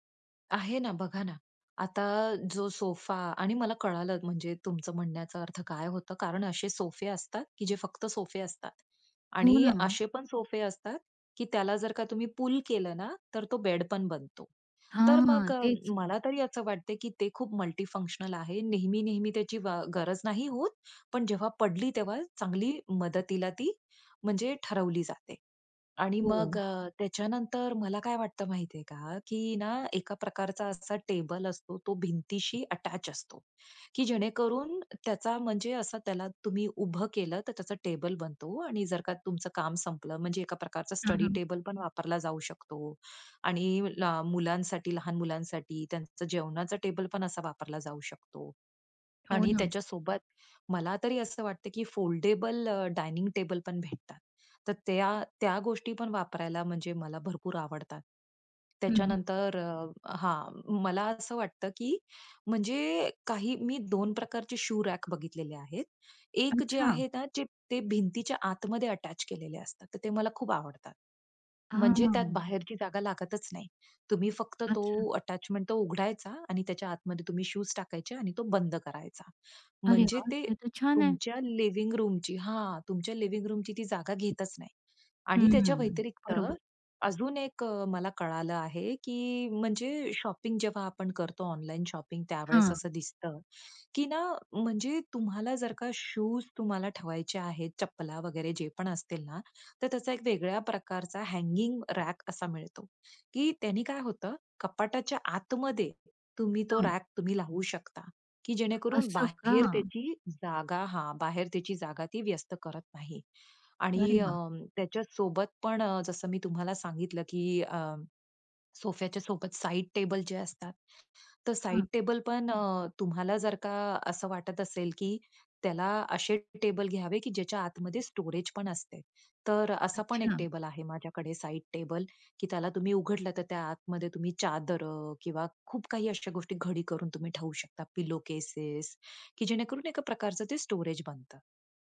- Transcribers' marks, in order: in English: "पूल"; in English: "मल्टी फंक्शनल"; in English: "अटॅच"; in English: "फोल्डेबल"; in English: "रॅक"; in English: "अटॅच"; other background noise; in English: "अटॅचमेंट"; in English: "लिविंग रूमची"; in English: "लिविंग रूमची"; in English: "शॉपिंग"; in English: "शॉपिंग"; in English: "हगिंग रॅक"; in English: "रॅक"; in English: "स्टोरेज"; in English: "पिलो केसेस"; in English: "स्टोरेज"
- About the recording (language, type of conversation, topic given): Marathi, podcast, छोट्या सदनिकेत जागेची मांडणी कशी करावी?